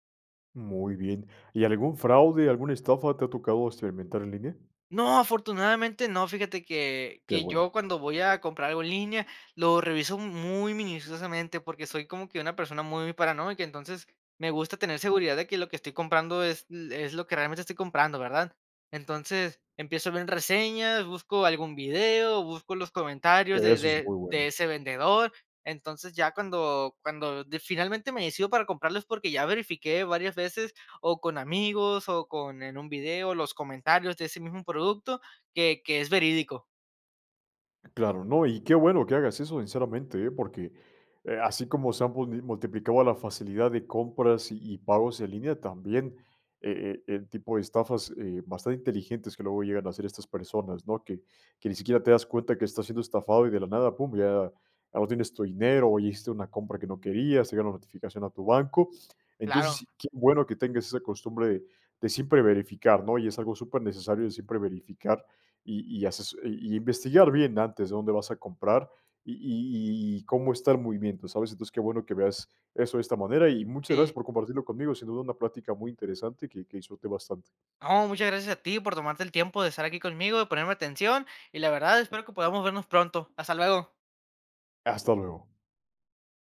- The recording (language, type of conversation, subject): Spanish, podcast, ¿Qué retos traen los pagos digitales a la vida cotidiana?
- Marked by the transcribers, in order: none